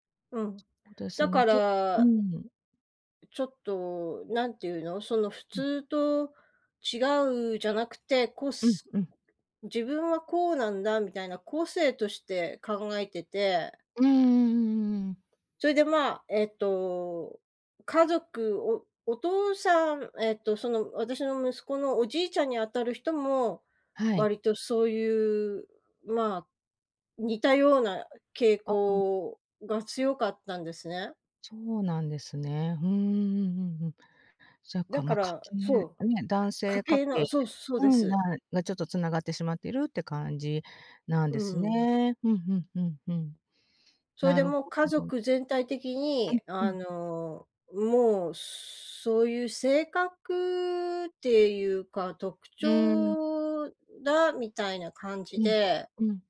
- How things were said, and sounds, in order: none
- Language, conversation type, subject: Japanese, advice, 他人の期待に合わせる圧力を感じる